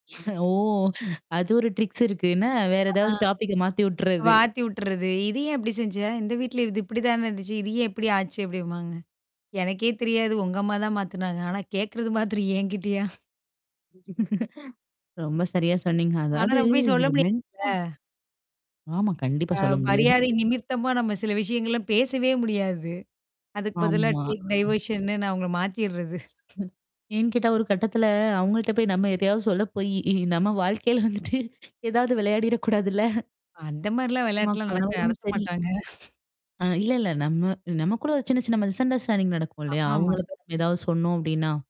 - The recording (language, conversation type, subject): Tamil, podcast, ஒரு வழிகாட்டியை விட்டு விலக வேண்டிய நிலை வருமா, வந்தால் பொதுவாக எப்போது?
- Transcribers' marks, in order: static; chuckle; in English: "ட்ரிக்ஸ்"; distorted speech; in English: "டாபிக்க"; "மாத்தி" said as "வாத்தி"; laughing while speaking: "கேட்கறது மாத்திரம் என்கிட்டயா?"; giggle; laughing while speaking: "அ, மரியாதை நிமிர்த்தமா நம்ம சில … நான் அவங்கள மாத்திர்றது"; drawn out: "ஆமா"; in English: "டேக் டைவர்ஷன்னு"; mechanical hum; drawn out: "கட்டத்துல"; laughing while speaking: "நம்ம வாழ்க்கையில வந்துட்டு ஏதாவது விளையாடிறக்கூடாதுல"; laughing while speaking: "மாட்டாங்க"; in English: "மிஸ் அண்டர்ஸ்டாண்டிங்"